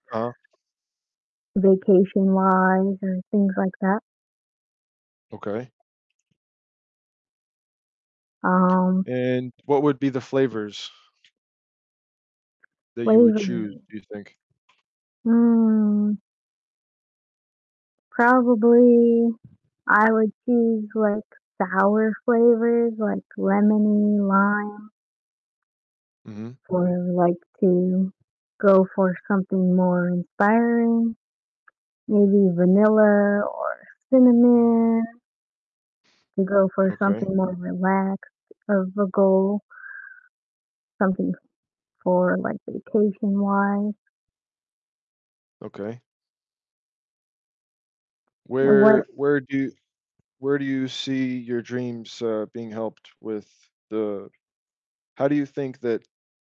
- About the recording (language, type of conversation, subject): English, unstructured, How do our food and drink choices reflect who we are and what we hope for?
- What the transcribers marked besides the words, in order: distorted speech; tapping; other background noise; drawn out: "Mm"